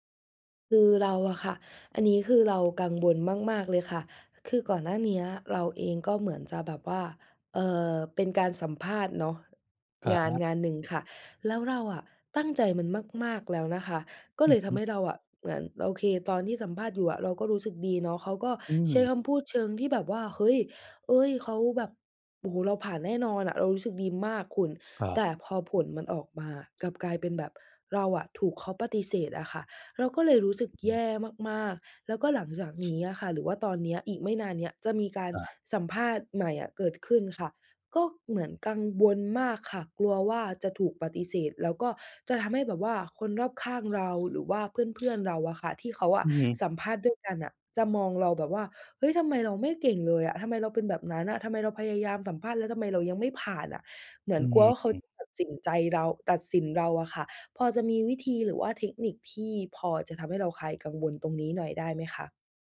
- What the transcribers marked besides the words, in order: other background noise; unintelligible speech
- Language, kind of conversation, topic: Thai, advice, คุณกังวลว่าจะถูกปฏิเสธหรือทำผิดจนคนอื่นตัดสินคุณใช่ไหม?